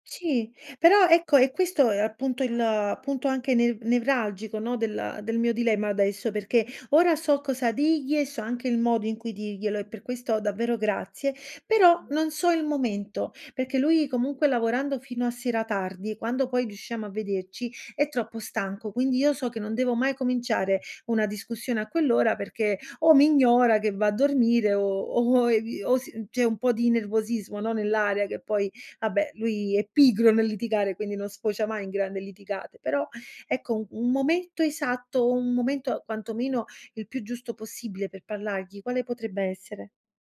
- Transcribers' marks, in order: other background noise; "perché" said as "pecché"; "vabbè" said as "abbè"; stressed: "pigro"
- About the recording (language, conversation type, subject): Italian, advice, Come posso spiegare i miei bisogni emotivi al mio partner?